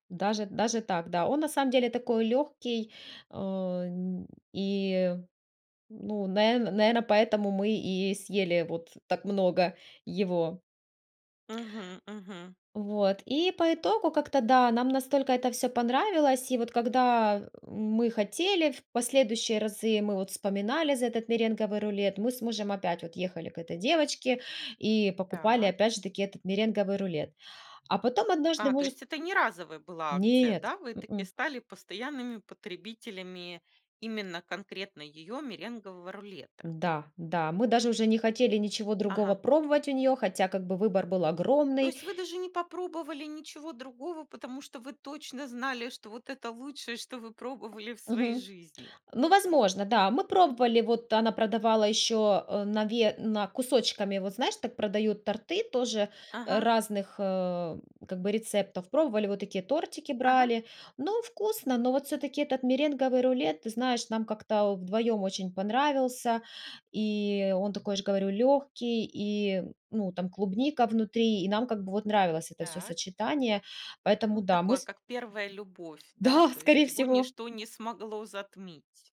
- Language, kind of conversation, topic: Russian, podcast, Какое у вас самое тёплое кулинарное воспоминание?
- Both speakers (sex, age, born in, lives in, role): female, 35-39, Ukraine, Spain, guest; female, 45-49, Russia, Spain, host
- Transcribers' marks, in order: tapping